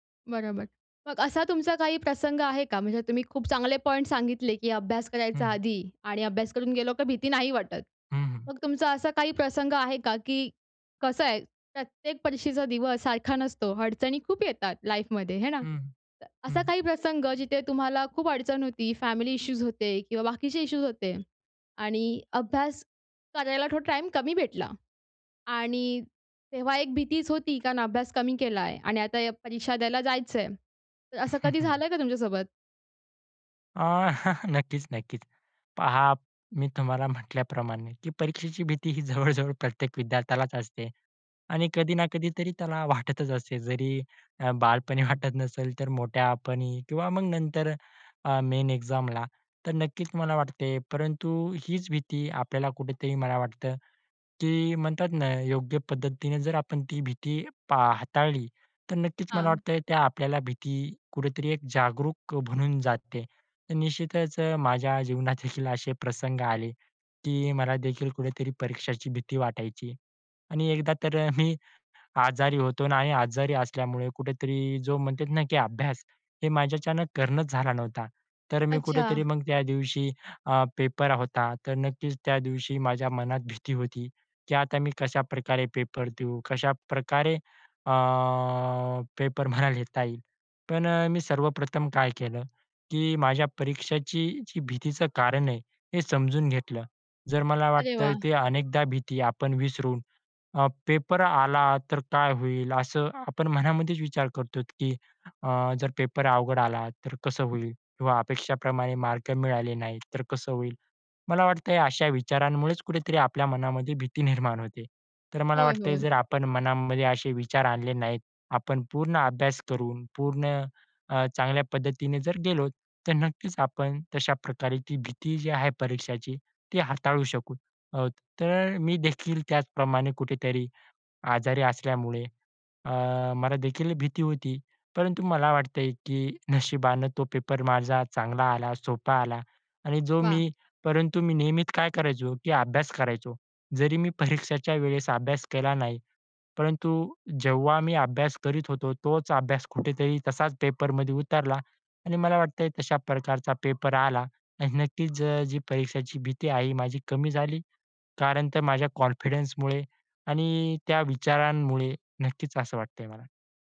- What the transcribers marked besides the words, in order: tapping; other background noise; in English: "लाईफमध्ये"; chuckle; chuckle; laughing while speaking: "जवळ-जवळ"; laughing while speaking: "वाटतच"; laughing while speaking: "वाटत"; in English: "मेन एक्झामला"; laughing while speaking: "मी"; laughing while speaking: "मला"; laughing while speaking: "परीक्षेच्या"; dog barking; in English: "कॉन्फिडन्समुळे"
- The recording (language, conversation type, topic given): Marathi, podcast, परीक्षेची भीती कमी करण्यासाठी तुम्ही काय करता?